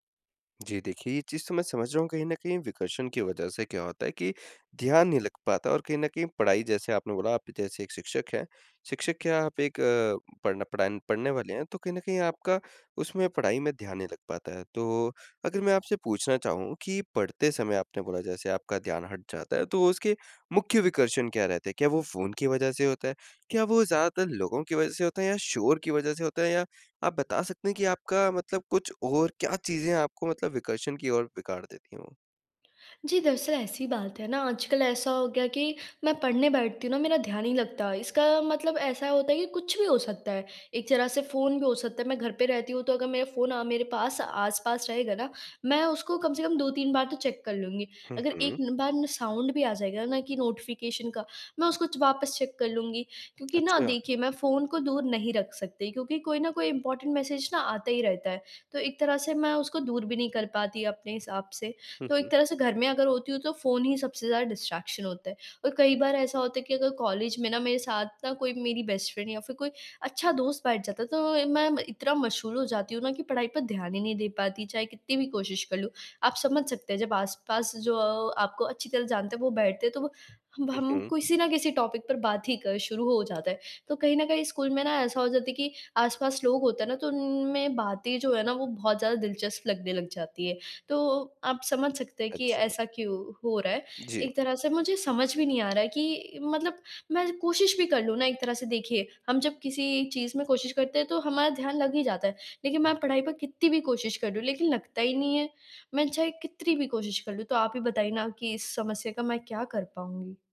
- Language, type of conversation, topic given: Hindi, advice, बाहरी विकर्षणों से निपटने के लिए मुझे क्या बदलाव करने चाहिए?
- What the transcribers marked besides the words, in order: in English: "चेक"; in English: "साउंड"; in English: "नोटिफ़िकेशन"; in English: "चेक"; in English: "इम्पोर्टेंट मैसेज"; in English: "डिस्ट्रैक्शन"; in English: "बेस्ट फ्रेंड"; in English: "टॉपिक"